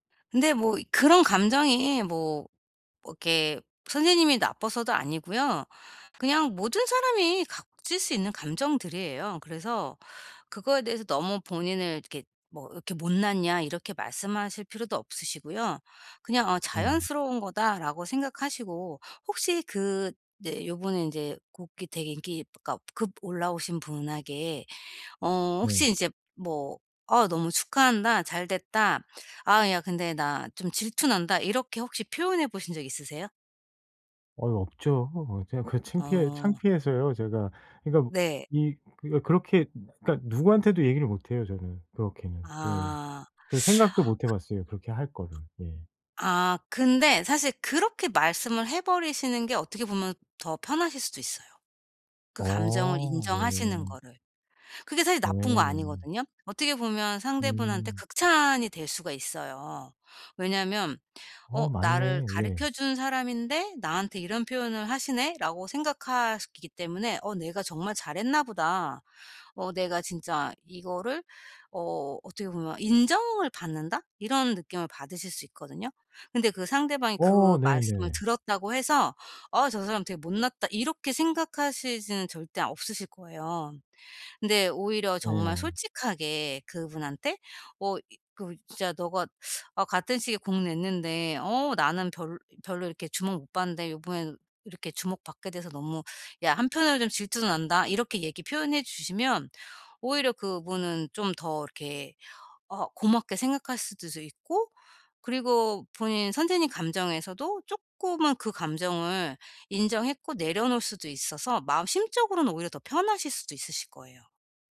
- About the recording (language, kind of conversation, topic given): Korean, advice, 친구가 잘될 때 질투심이 드는 저는 어떻게 하면 좋을까요?
- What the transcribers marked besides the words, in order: "가질 수" said as "각질 수"; teeth sucking; tapping